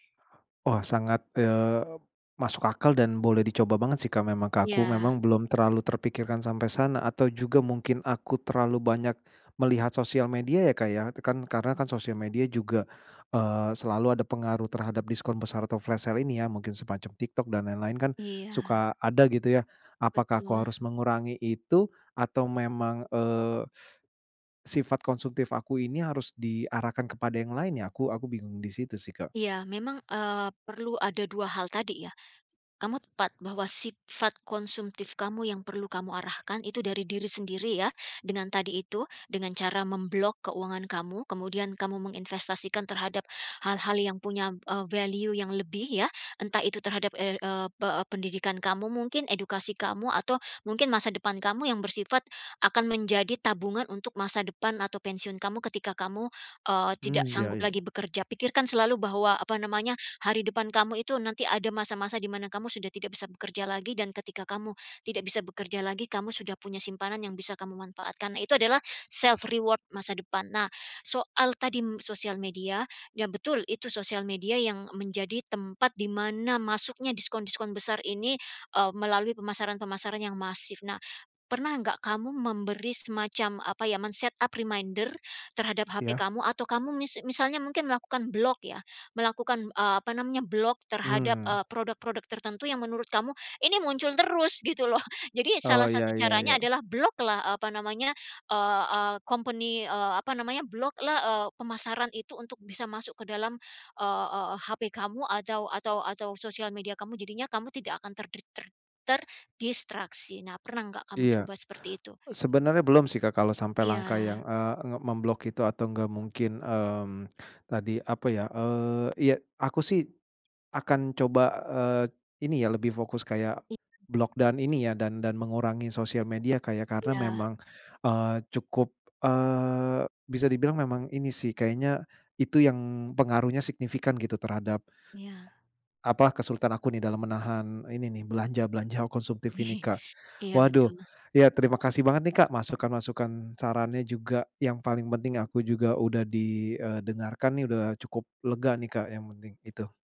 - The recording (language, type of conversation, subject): Indonesian, advice, Bagaimana cara menahan diri saat ada diskon besar atau obral kilat?
- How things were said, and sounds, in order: other background noise; in English: "flash sale"; in English: "mem-block"; in English: "value"; in English: "self reward"; "tadi" said as "tadim"; in English: "men-set up reminder"; in English: "block"; in English: "block"; laughing while speaking: "loh"; in English: "block-lah"; in English: "company"; in English: "block-lah"; in English: "mem-block"; in English: "block"; chuckle